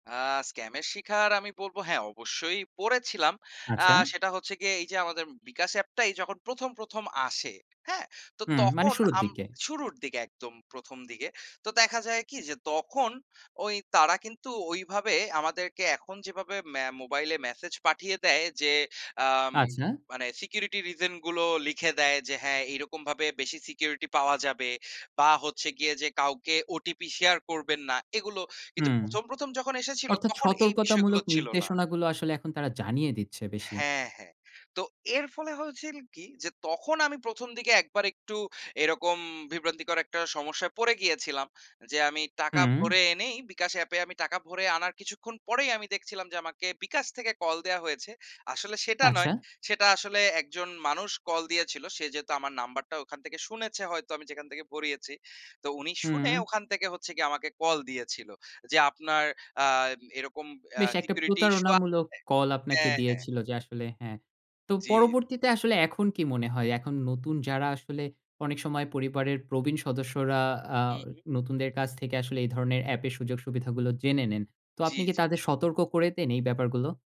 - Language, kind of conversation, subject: Bengali, podcast, বাংলাদেশে মোবাইল ব্যাংকিং ব্যবহার করে আপনার অভিজ্ঞতা কেমন?
- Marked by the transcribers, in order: "দিকে" said as "দিগে"; "দিকে" said as "দিগে"; tapping